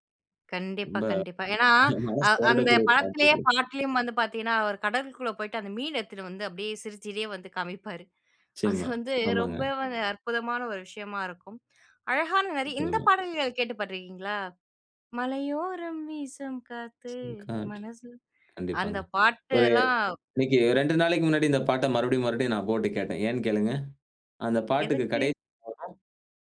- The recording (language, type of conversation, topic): Tamil, podcast, வயது அதிகரிக்கும்போது இசை ரசனை எப்படி மாறுகிறது?
- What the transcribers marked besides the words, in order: laughing while speaking: "மனசு வருடக்கூடிய பாட்டு இது"; laughing while speaking: "காமிப்பாரு. அது வந்து ரொம்ப"; unintelligible speech; singing: "மலையோரம் வீசம் காத்து மனச"